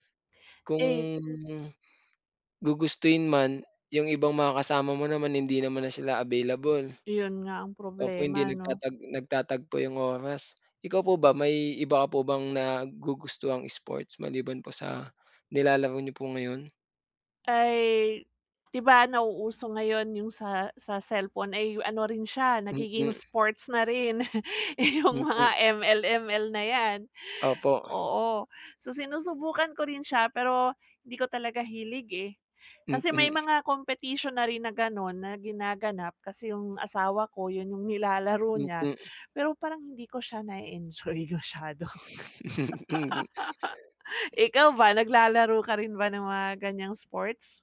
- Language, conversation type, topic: Filipino, unstructured, Anong isport ang pinaka-nasisiyahan kang laruin, at bakit?
- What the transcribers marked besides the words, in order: other background noise; tapping; chuckle; laugh; chuckle